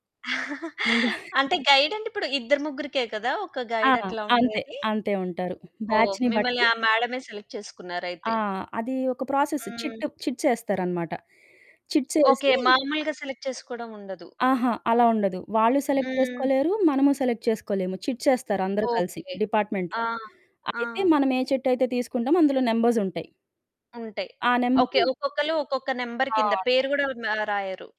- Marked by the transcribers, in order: chuckle; in English: "గైడ్"; giggle; in English: "గైడ్"; other background noise; in English: "బాచ్‌ని"; in English: "సెలెక్ట్"; in English: "ప్రాసెస్ చిట్ చిట్స్"; in English: "చిట్స్"; in English: "సెలెక్ట్"; in English: "సెలెక్ట్"; in English: "సెలెక్ట్"; in English: "చిట్స్"; in English: "డిపార్ట్‌మెంట్‌లో"; in English: "చిట్"; in English: "నంబర్"
- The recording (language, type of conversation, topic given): Telugu, podcast, మీకు గర్వంగా అనిపించిన ఒక ఘడియను చెప్పగలరా?